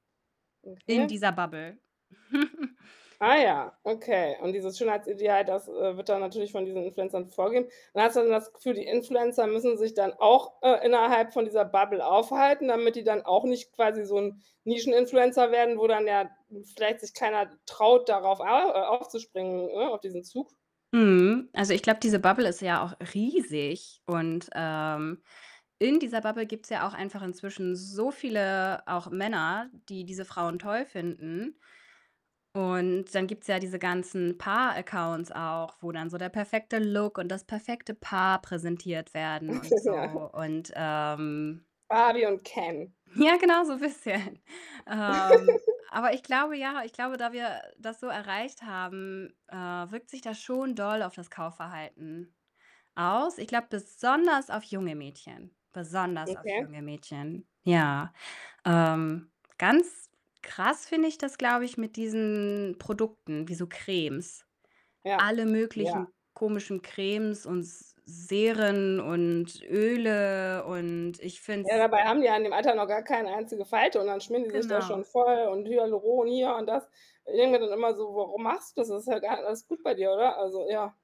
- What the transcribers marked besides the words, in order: static; distorted speech; chuckle; stressed: "riesig"; chuckle; snort; laughing while speaking: "Ja, genau so, bisschen"; tapping; giggle; unintelligible speech; other background noise
- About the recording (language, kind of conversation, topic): German, podcast, Wie beeinflussen Influencer unser Kaufverhalten?